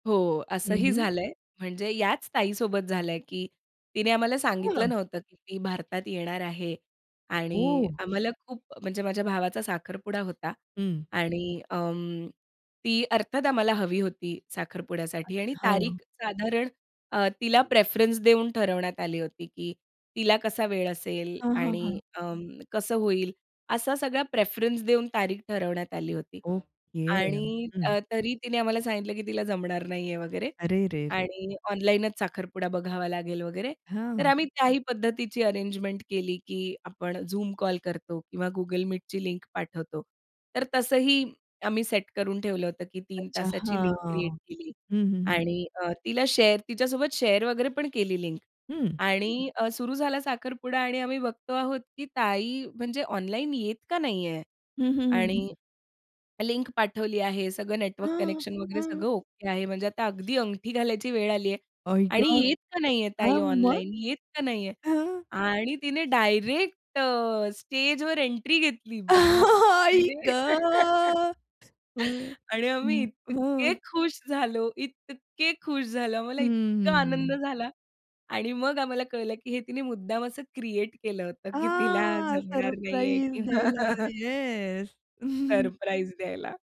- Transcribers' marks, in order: other background noise; in English: "प्रेफरन्स"; in English: "प्रेफरन्स"; in English: "शेअर"; in English: "शेअर"; chuckle; drawn out: "ग!"; surprised: "बापरे!"; laugh; joyful: "आणि आम्ही इतके खुश झालो, इतके खुश झालो, आम्हाला इतका आनंद झाला"; joyful: "हां, सरप्राईज द्यायला"; laughing while speaking: "किंवा"; chuckle
- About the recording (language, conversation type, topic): Marathi, podcast, ऑनलाइन आणि प्रत्यक्ष संवाद यात तुम्हाला काय अधिक पसंत आहे?